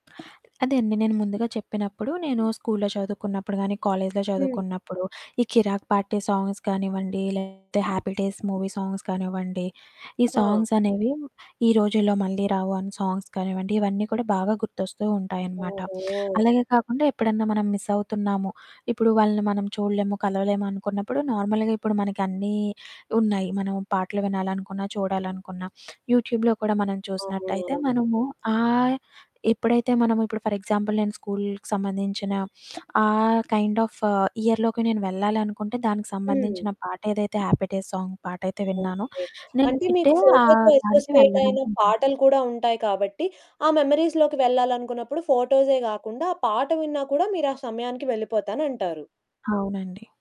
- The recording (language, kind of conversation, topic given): Telugu, podcast, పాత ఫోటోలు చూసినప్పుడు వచ్చే స్మృతులకు ఏ పాట బాగా సరిపోతుంది?
- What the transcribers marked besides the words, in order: other background noise; static; in English: "సాంగ్స్"; distorted speech; in English: "మూవీ సాంగ్స్"; in English: "సాంగ్స్"; in English: "సాంగ్స్"; in English: "మిస్"; in English: "నార్మల్‌గా"; in English: "యూట్యూబ్‌లో"; in English: "ఫర్ ఎగ్జాంపుల్"; in English: "కైండ్ ఆఫ్"; in English: "ఇయర్‌లోకి"; in English: "సాంగ్"; in English: "అసోసియేట్"; in English: "మెమోరీస్‌లోకి"